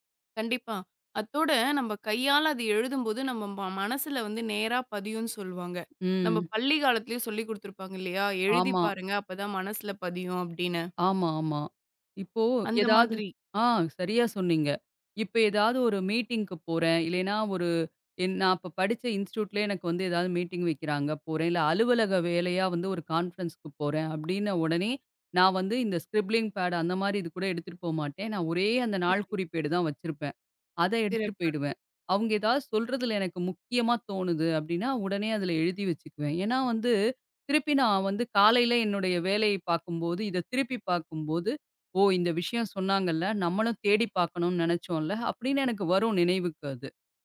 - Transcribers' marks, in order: other background noise; in English: "மீட்டிங்க்கு"; in English: "இன்ஸ்டிட்யூட்ல"; in English: "கான்ஃபரன்ஸ்க்கு"; in English: "ஸ்கிரிப்ளிங் பேட்"; tapping
- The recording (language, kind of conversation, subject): Tamil, podcast, கைபேசியில் குறிப்பெடுப்பதா அல்லது காகிதத்தில் குறிப்பெடுப்பதா—நீங்கள் எதைத் தேர்வு செய்வீர்கள்?